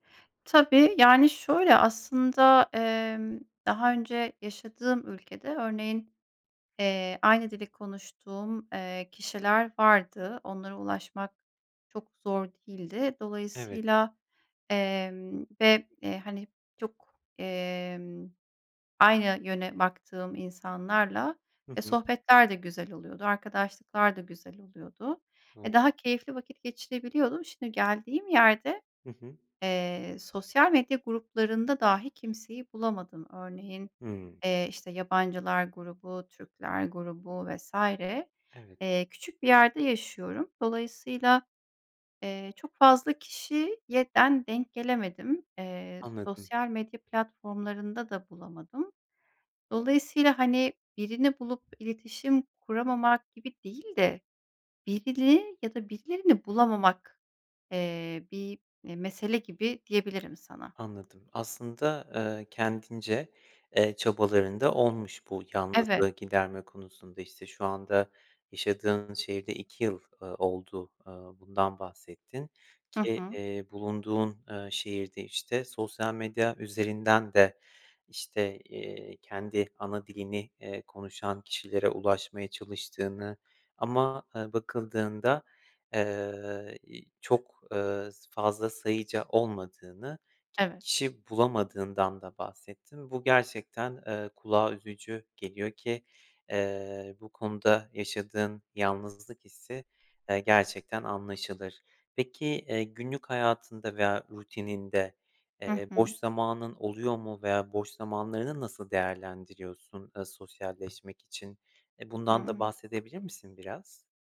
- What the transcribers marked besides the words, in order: other background noise; tapping
- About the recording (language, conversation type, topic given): Turkish, advice, Yeni bir şehre taşındığımda yalnızlıkla nasıl başa çıkıp sosyal çevre edinebilirim?